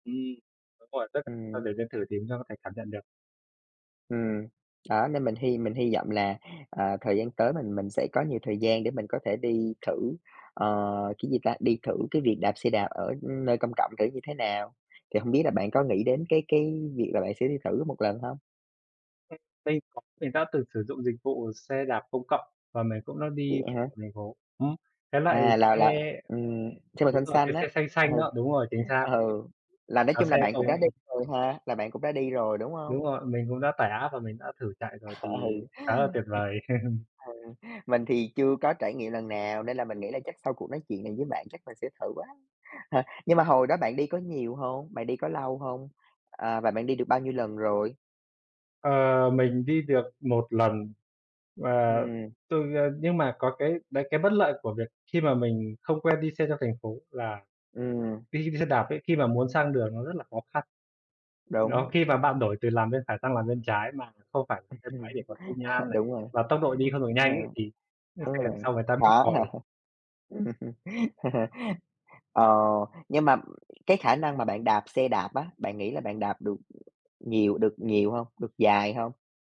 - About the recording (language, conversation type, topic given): Vietnamese, unstructured, Bạn nghĩ gì về việc đi xe đạp so với đi xe máy?
- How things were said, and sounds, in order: unintelligible speech; unintelligible speech; tapping; other background noise; unintelligible speech; unintelligible speech; unintelligible speech; laughing while speaking: "Ừ"; unintelligible speech; laugh; chuckle; laughing while speaking: "Ừm hưm"; chuckle; laughing while speaking: "hả?"; laugh; other noise